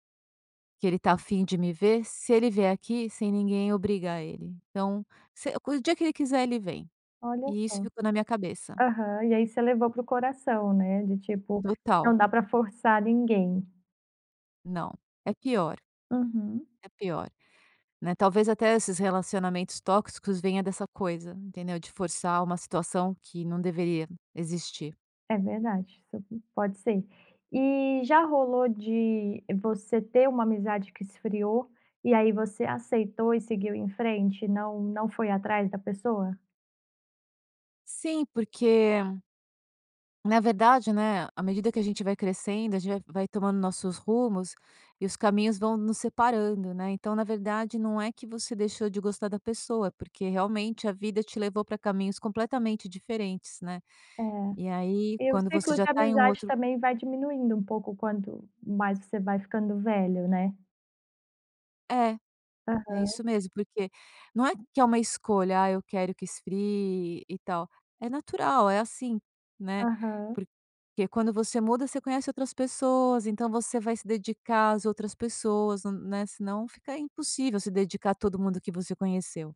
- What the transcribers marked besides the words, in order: unintelligible speech
- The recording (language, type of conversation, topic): Portuguese, podcast, Como podemos reconstruir amizades que esfriaram com o tempo?